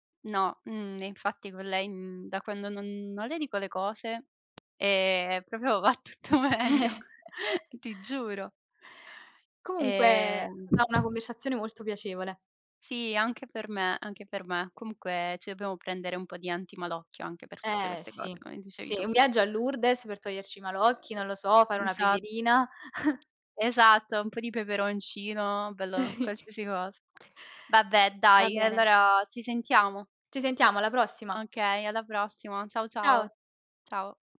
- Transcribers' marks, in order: tapping; laughing while speaking: "va tutto meglio, ti giuro"; chuckle; drawn out: "Ehm"; other noise; chuckle; laughing while speaking: "Sì"
- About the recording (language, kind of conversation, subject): Italian, unstructured, Qual è la cosa più importante in un’amicizia?